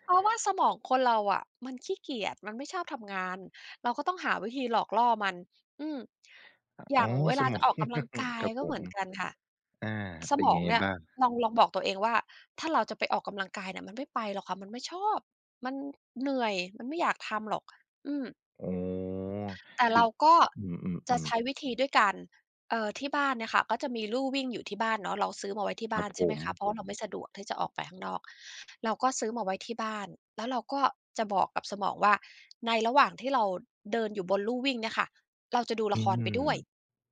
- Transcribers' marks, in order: chuckle
- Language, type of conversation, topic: Thai, podcast, มีวิธีทำให้ตัวเองมีวินัยโดยไม่เครียดไหม?